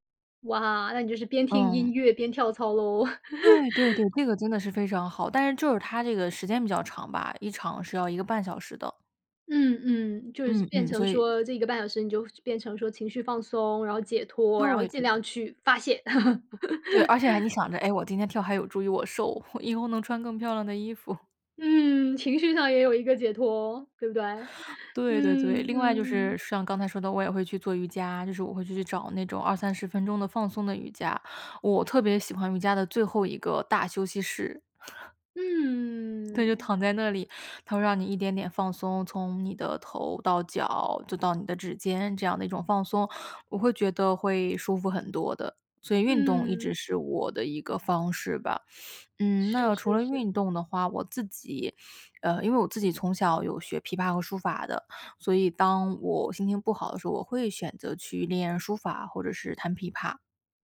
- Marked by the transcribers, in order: laugh; laugh; chuckle; laugh
- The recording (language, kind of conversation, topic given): Chinese, podcast, 當情緒低落時你會做什麼？